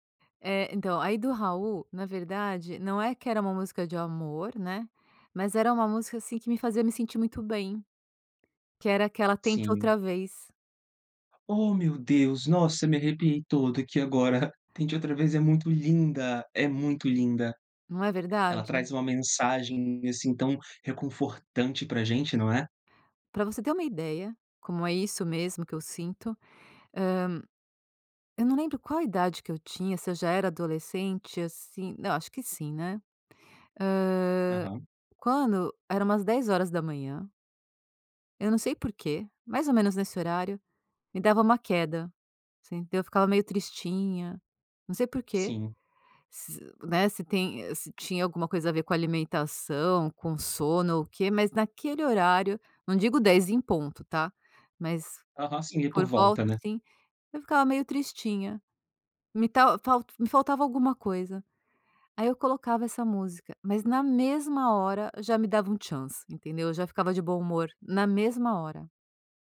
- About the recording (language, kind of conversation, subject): Portuguese, podcast, Tem alguma música que te lembra o seu primeiro amor?
- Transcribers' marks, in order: unintelligible speech